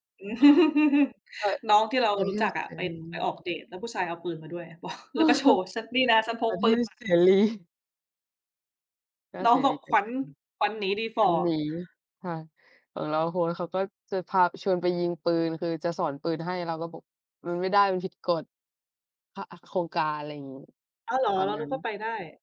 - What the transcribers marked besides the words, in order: laugh; unintelligible speech; laughing while speaking: "บอก"; chuckle; unintelligible speech
- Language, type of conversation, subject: Thai, unstructured, คุณชอบไปเที่ยวธรรมชาติที่ไหนมากที่สุด?